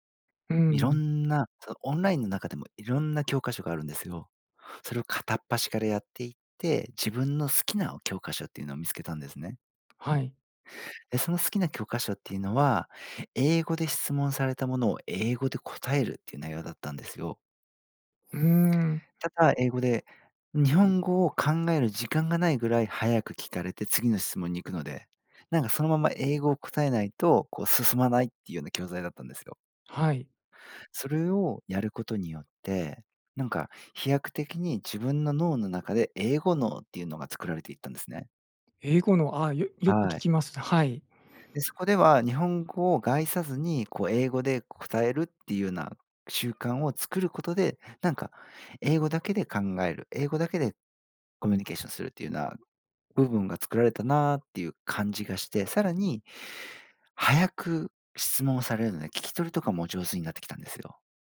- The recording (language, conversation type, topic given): Japanese, podcast, 自分に合う勉強法はどうやって見つけましたか？
- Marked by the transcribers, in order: "介さずに" said as "がいさずに"